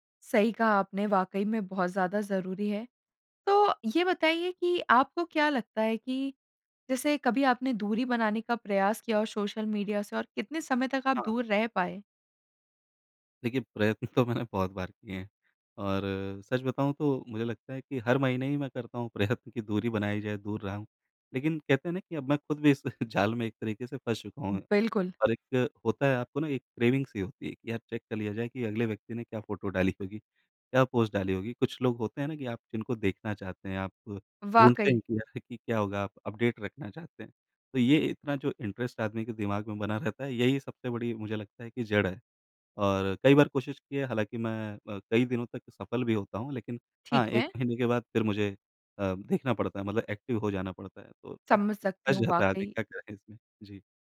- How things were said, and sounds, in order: laughing while speaking: "प्रयत्न तो"; laughing while speaking: "प्रयत्न"; laughing while speaking: "इस"; in English: "क्रेविंग-सी"; in English: "चेक"; in English: "अपडेट"; in English: "इंटरेस्ट"; in English: "एक्टिव"; laughing while speaking: "फँस जाता"; laughing while speaking: "इसमें?"
- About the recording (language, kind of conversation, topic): Hindi, podcast, सोशल मीडिया की अनंत फीड से आप कैसे बचते हैं?